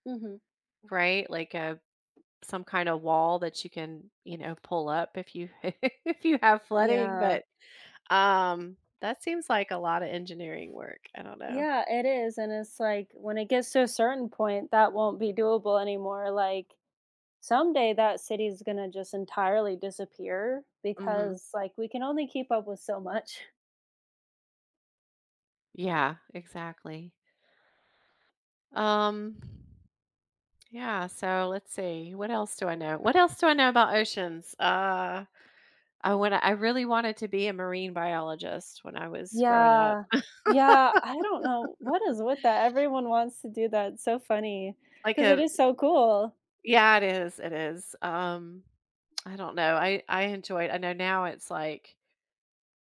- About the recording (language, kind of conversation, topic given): English, unstructured, How do oceans shape our world in ways we might not realize?
- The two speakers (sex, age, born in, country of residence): female, 30-34, United States, United States; female, 55-59, United States, United States
- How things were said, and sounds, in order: other background noise; chuckle; laugh